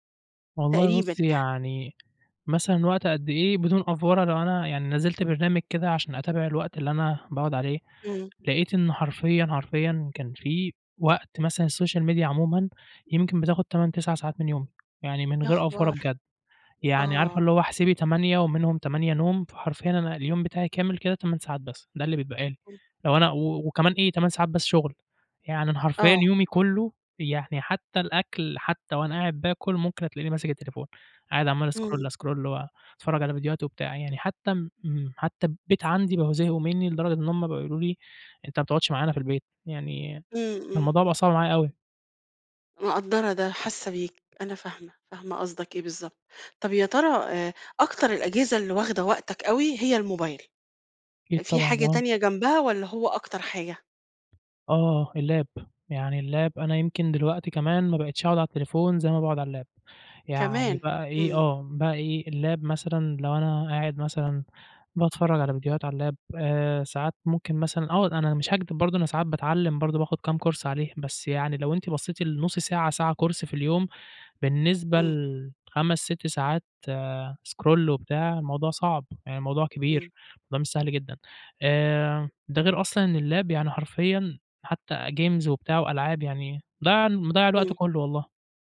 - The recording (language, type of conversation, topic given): Arabic, advice, إزاي بتتعامل مع وقت استخدام الشاشات عندك، وبيأثر ده على نومك وتركيزك إزاي؟
- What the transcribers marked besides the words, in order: tapping; in English: "أفورة"; in English: "الSocial media"; in English: "أفورة"; unintelligible speech; in English: "أscroll، أscroll"; in English: "اللاب"; in English: "اللاب"; in English: "اللاب"; in English: "اللاب"; in English: "اللاب"; in English: "course"; in English: "course"; in English: "scroll"; in English: "اللاب"; in English: "games"